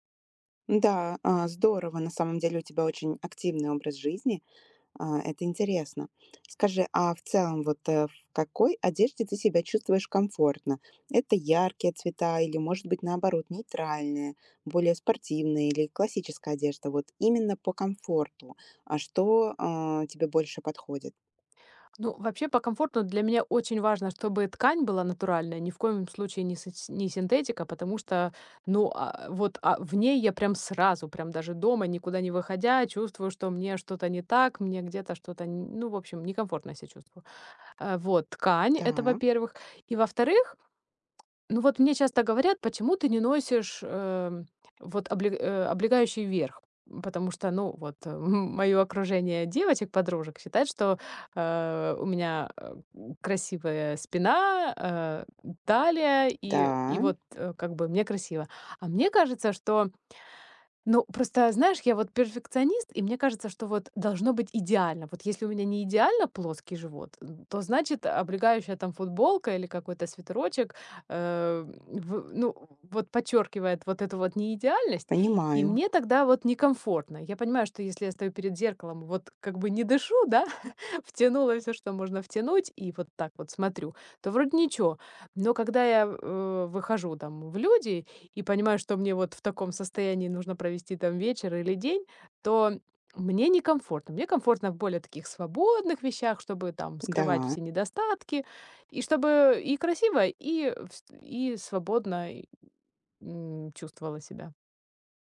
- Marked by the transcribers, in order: other background noise; tapping; laughing while speaking: "м"; other noise; chuckle
- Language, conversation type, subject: Russian, advice, Как мне выбрать стиль одежды, который мне подходит?